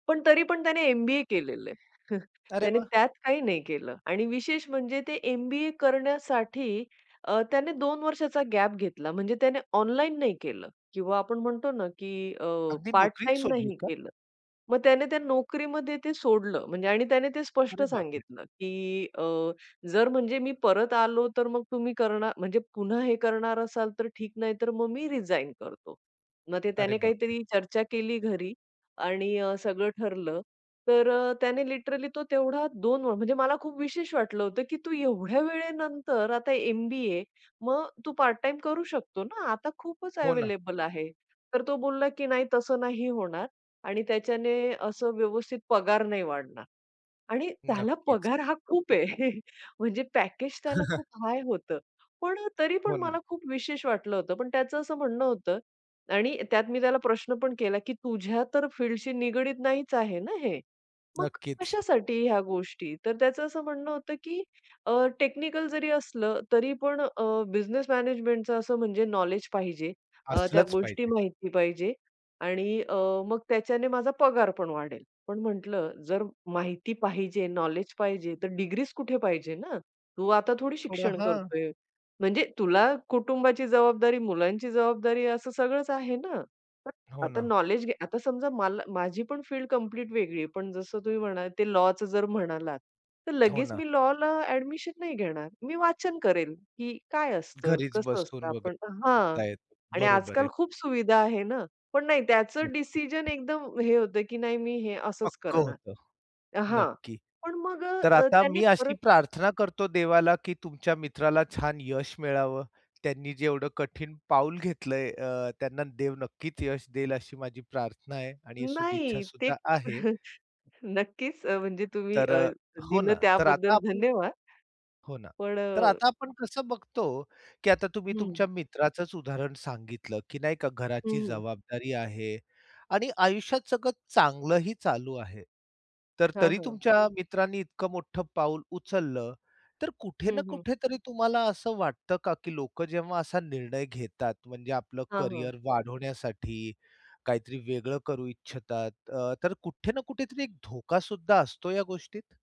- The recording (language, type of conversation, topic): Marathi, podcast, करिअरमध्ये दिशा बदलण्याची प्रक्रिया साध्या भाषेत कशी समजावून सांगाल?
- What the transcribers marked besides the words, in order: chuckle; other background noise; in English: "लिटरली"; tapping; laughing while speaking: "खूप आहे"; chuckle; in English: "पॅकेज"; in English: "टेक्निकल"; unintelligible speech; chuckle